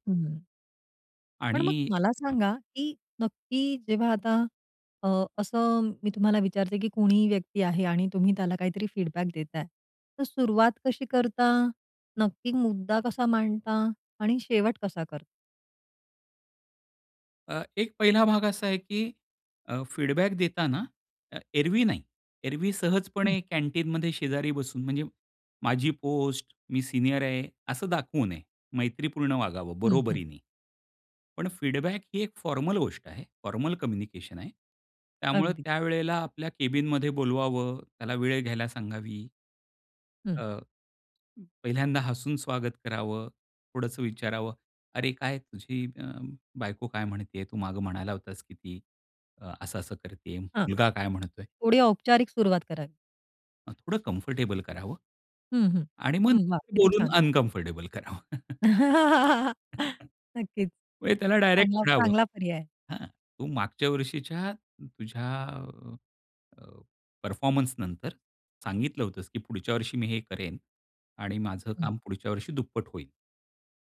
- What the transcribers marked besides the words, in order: in English: "फीडबॅक"; in English: "फीडबॅक"; tapping; in English: "फीडबॅक"; in English: "फॉर्मल कम्युनिकेशन"; in English: "कम्फर्टेबल"; unintelligible speech; in English: "अनकम्फर्टेबल"; laugh; chuckle
- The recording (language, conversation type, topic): Marathi, podcast, फीडबॅक देताना तुमची मांडणी कशी असते?